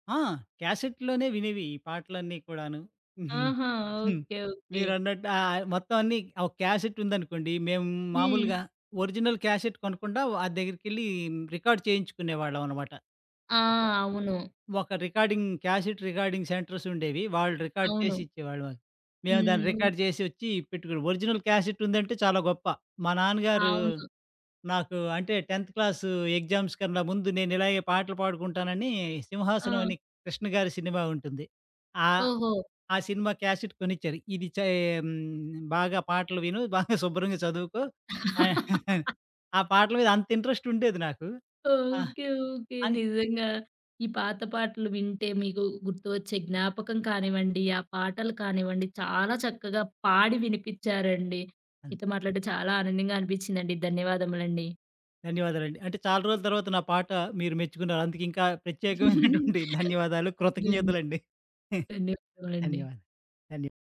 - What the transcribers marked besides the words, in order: giggle; in English: "ఒరిజినల్ క్యాసెట్"; in English: "రికార్డ్"; unintelligible speech; in English: "రికార్డింగ్ క్యాసిట్ రికార్డింగ్"; in English: "రికార్డ్"; in English: "రికార్డ్"; in English: "ఒరిజిననల్"; in English: "టెంత్"; in English: "ఎగ్జామ్స్"; in English: "క్యాసెట్"; laugh; giggle; giggle; laughing while speaking: "ప్రత్యేకమైనటువంటి"; giggle
- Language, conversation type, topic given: Telugu, podcast, పాత పాట వింటే గుర్తుకు వచ్చే ఒక్క జ్ఞాపకం ఏది?
- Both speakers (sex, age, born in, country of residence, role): female, 30-34, India, India, host; male, 50-54, India, India, guest